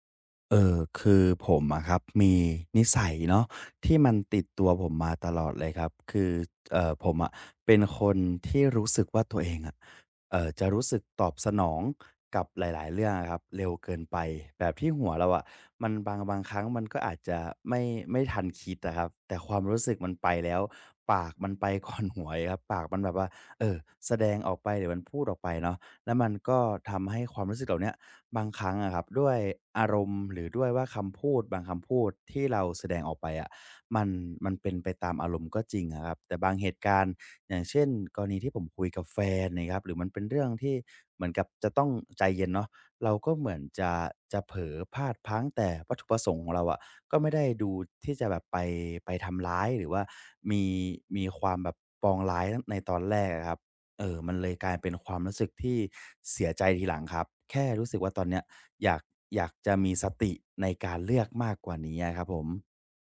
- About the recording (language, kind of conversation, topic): Thai, advice, ฉันจะเปลี่ยนจากการตอบโต้แบบอัตโนมัติเป็นการเลือกตอบอย่างมีสติได้อย่างไร?
- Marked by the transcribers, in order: tapping; laughing while speaking: "ก่อนหัวน่ะ"